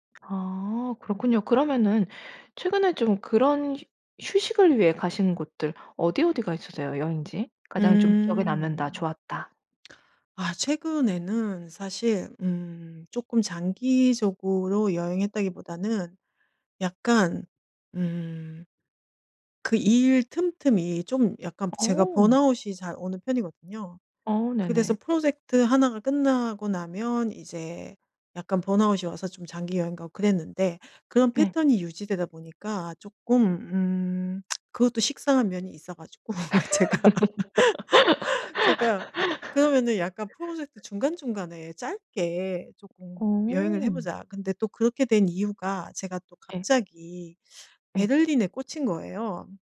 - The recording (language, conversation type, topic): Korean, podcast, 일에 지칠 때 주로 무엇으로 회복하나요?
- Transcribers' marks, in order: tapping; other background noise; in English: "번아웃이"; tsk; laughing while speaking: "가지고 제가"; laugh